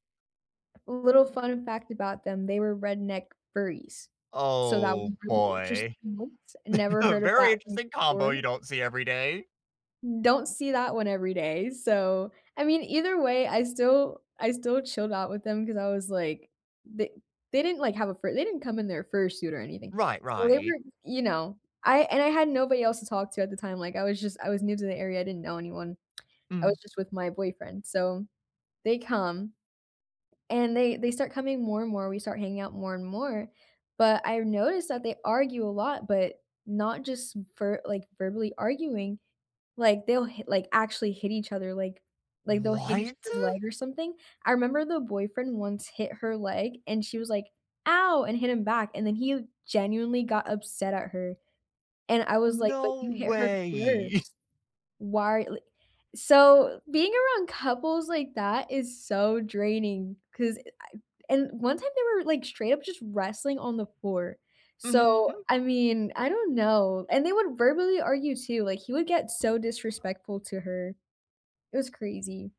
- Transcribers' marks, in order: chuckle; unintelligible speech; surprised: "What?"; chuckle; other background noise
- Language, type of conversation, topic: English, unstructured, What do you think about couples who argue a lot but stay together?